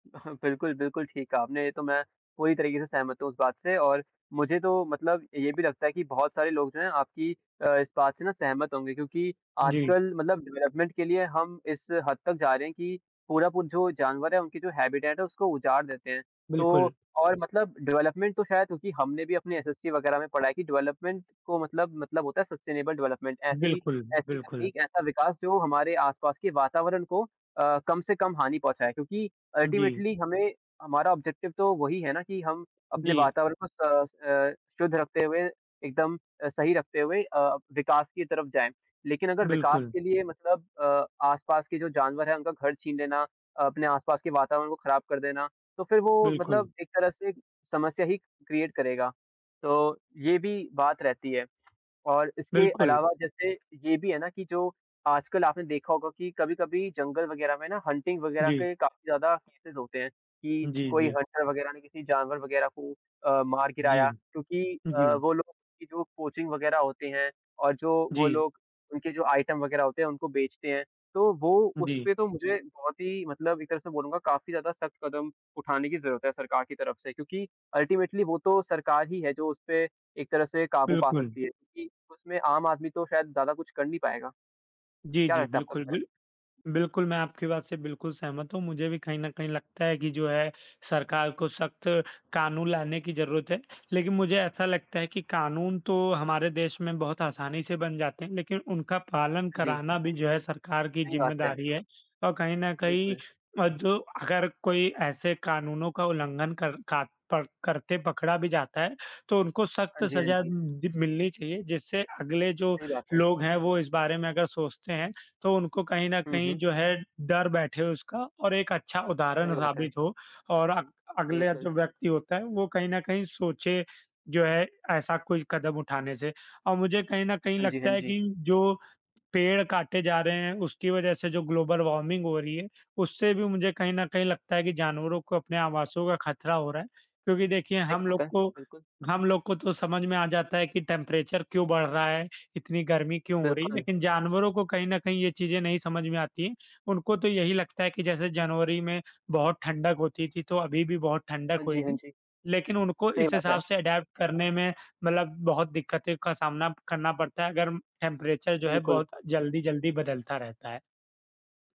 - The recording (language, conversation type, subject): Hindi, unstructured, कई जगहों पर जानवरों का आवास खत्म हो रहा है, इस बारे में आपकी क्या राय है?
- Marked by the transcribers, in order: in English: "डेवलपमेंट"; in English: "हैबिटैट"; in English: "डेवलपमेंट"; in English: "डेवलपमेंट"; in English: "सस्टेनेबल डेवलपमेंट"; in English: "अल्टीमेटली"; in English: "ऑब्जेक्टिव"; in English: "क्रिएट"; in English: "हंटिंग"; in English: "केसेस"; in English: "हंटर"; tapping; in English: "कोचिंग"; in English: "आइटम"; in English: "अल्टीमेटली"; unintelligible speech; in English: "टेम्परेचर"; in English: "अडॉप्ट"; in English: "टेम्परेचर"